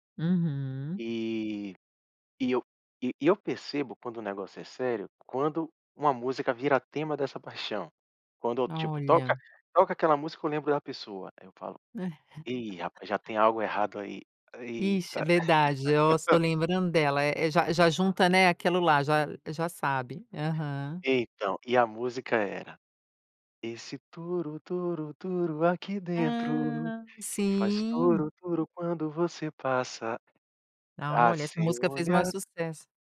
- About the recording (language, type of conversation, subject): Portuguese, podcast, O que faz você sentir que uma música é sua?
- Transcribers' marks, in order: laugh; laugh; singing: "Esse turu turu turu aqui … o seu olhar"